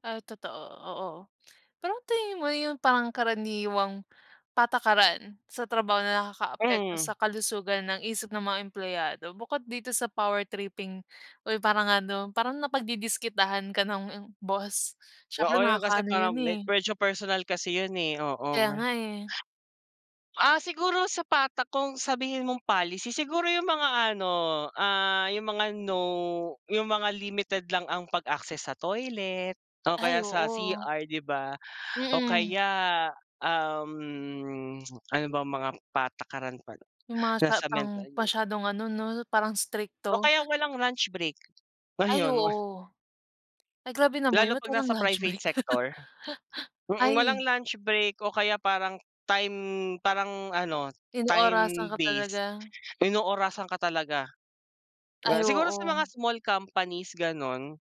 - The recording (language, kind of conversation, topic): Filipino, unstructured, Ano ang masasabi mo tungkol sa mga patakaran sa trabaho na nakakasama sa kalusugan ng isip ng mga empleyado?
- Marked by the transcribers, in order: other background noise; tapping; laugh